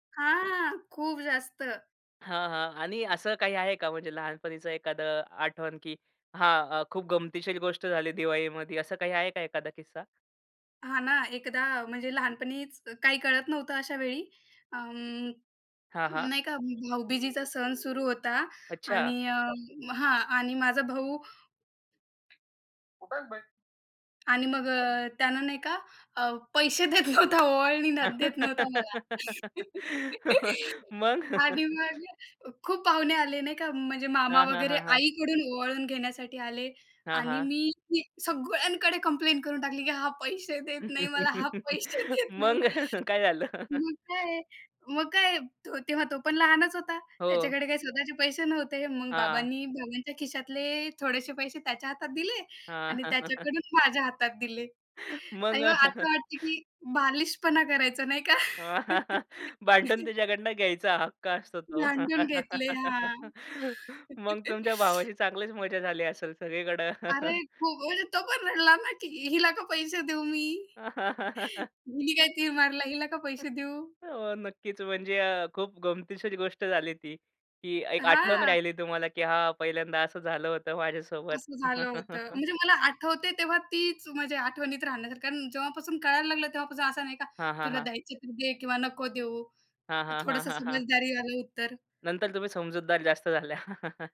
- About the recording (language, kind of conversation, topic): Marathi, podcast, लहानपणीचा तुझा आवडता सण कोणता होता?
- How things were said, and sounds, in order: drawn out: "हां"; other background noise; background speech; laughing while speaking: "पैसे देत नव्हता, ओवळणी ना देत नव्हता मला"; laugh; laughing while speaking: "मग"; laughing while speaking: "हा पैसे देत नाही मला, हा पैसे देत नाही"; chuckle; laughing while speaking: "मग काय झालं?"; chuckle; laughing while speaking: "मग"; chuckle; laughing while speaking: "भांडून त्याच्याकडनं घ्यायचा हक्क असतो … झाली असेल सगळीकडं?"; chuckle; laugh; chuckle; chuckle; drawn out: "हां"; chuckle; chuckle